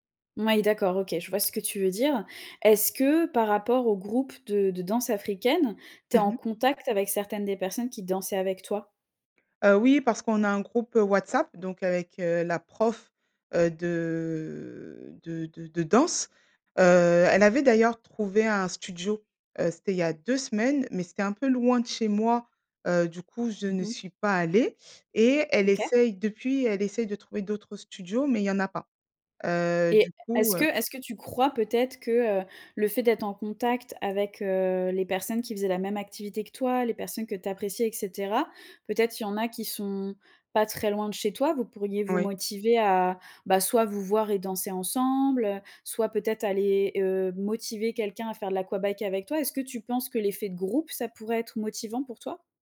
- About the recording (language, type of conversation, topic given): French, advice, Comment remplacer mes mauvaises habitudes par de nouvelles routines durables sans tout changer brutalement ?
- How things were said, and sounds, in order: tapping; drawn out: "de"